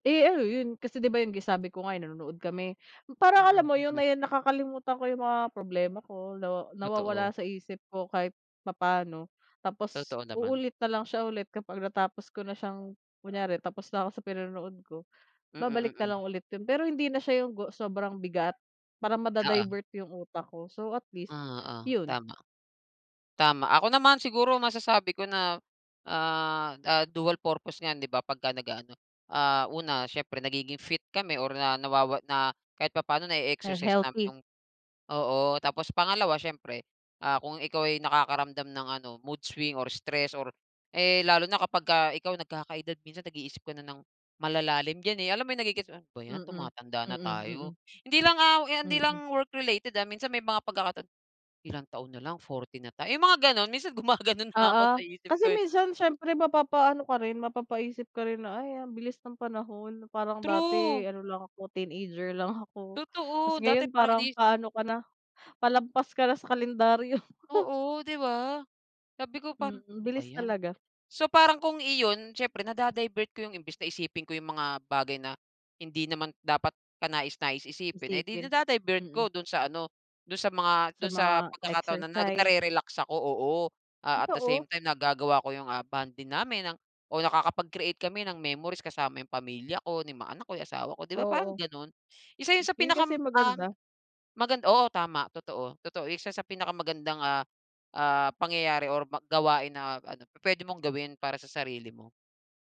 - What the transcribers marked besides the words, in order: laughing while speaking: "lang"; chuckle
- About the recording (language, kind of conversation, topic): Filipino, unstructured, Anong libangan ang pinakagusto mong gawin kapag may libre kang oras?